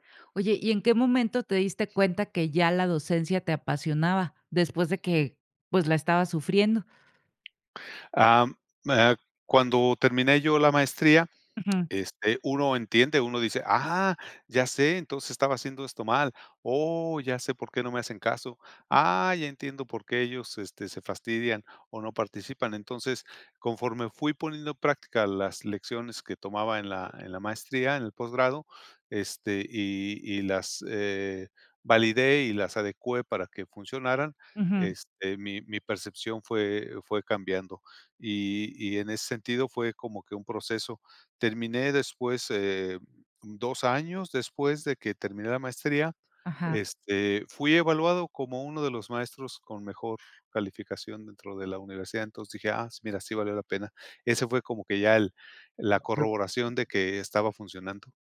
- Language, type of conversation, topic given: Spanish, podcast, ¿Cuál ha sido una decisión que cambió tu vida?
- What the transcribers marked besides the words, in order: other background noise; tapping; other noise; unintelligible speech